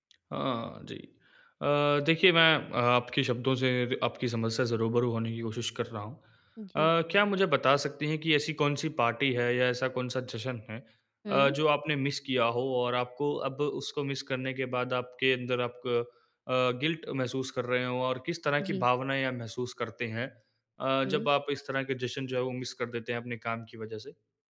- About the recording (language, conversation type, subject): Hindi, advice, काम और सामाजिक जीवन के बीच संतुलन
- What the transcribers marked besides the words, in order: in English: "मिस"; in English: "मिस"; in English: "गिल्ट"; in English: "मिस"